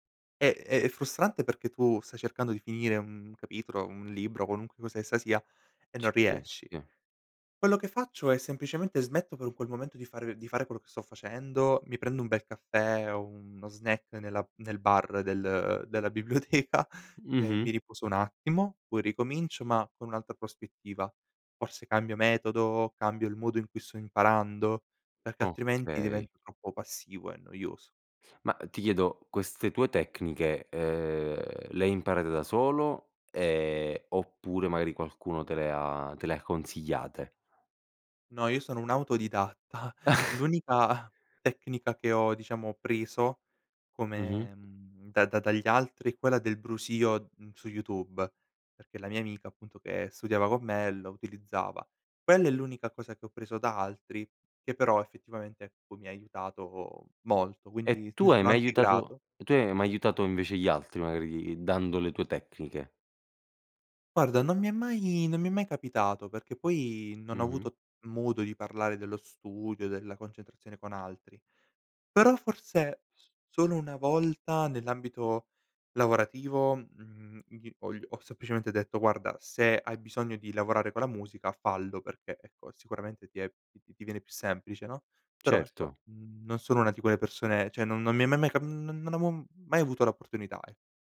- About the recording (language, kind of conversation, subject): Italian, podcast, Che ambiente scegli per concentrarti: silenzio o rumore di fondo?
- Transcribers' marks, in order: laughing while speaking: "biblioteca"; laughing while speaking: "autodidatta. L'unica"; chuckle; "cioè" said as "ceh"